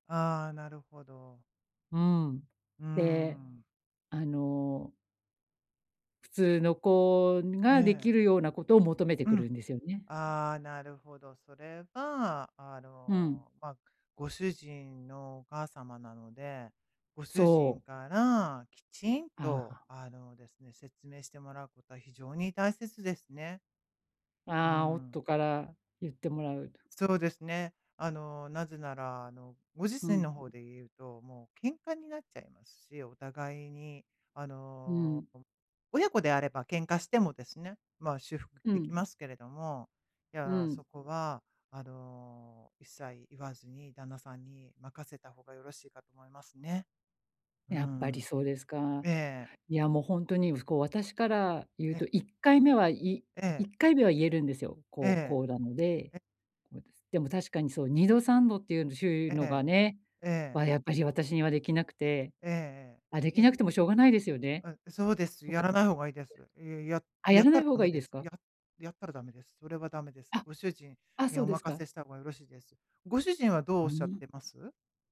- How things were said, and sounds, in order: none
- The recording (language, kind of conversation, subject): Japanese, advice, 育児方針の違いについて、パートナーとどう話し合えばよいですか？